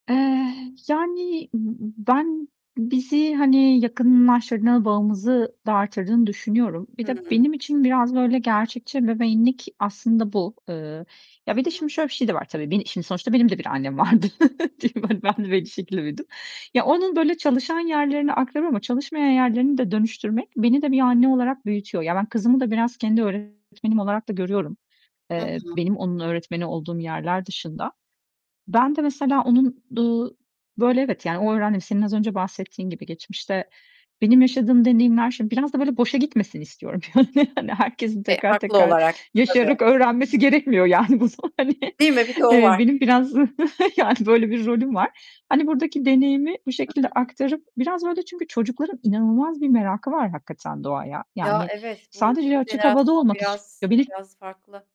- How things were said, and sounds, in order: static; distorted speech; laughing while speaking: "vardı. Değil mi? Hani, ben de bir şekilde büyüdüm"; tapping; laughing while speaking: "yani. Hani, herkesin tekrar tekrar … benim biraz, yani"; chuckle
- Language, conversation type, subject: Turkish, podcast, Doğa, çocuklara öğretebileceği en güzel şey olarak sizce ne sunar?